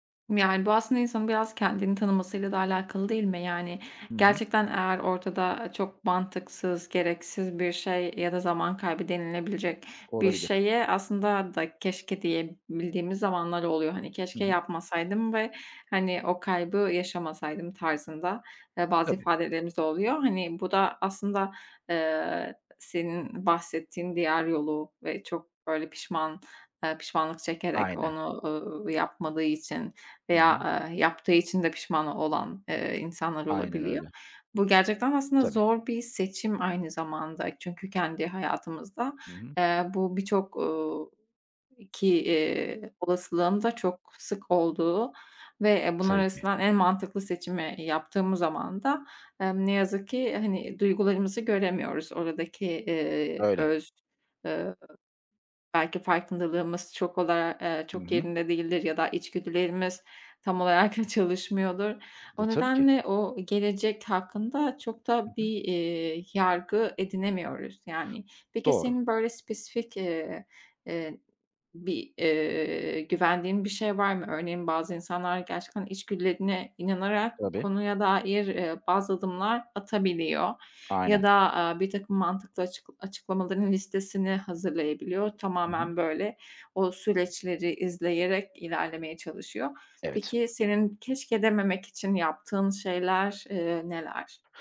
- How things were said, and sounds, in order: other background noise; laughing while speaking: "tam olarak"; tapping
- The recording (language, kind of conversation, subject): Turkish, podcast, Pişmanlık uyandıran anılarla nasıl başa çıkıyorsunuz?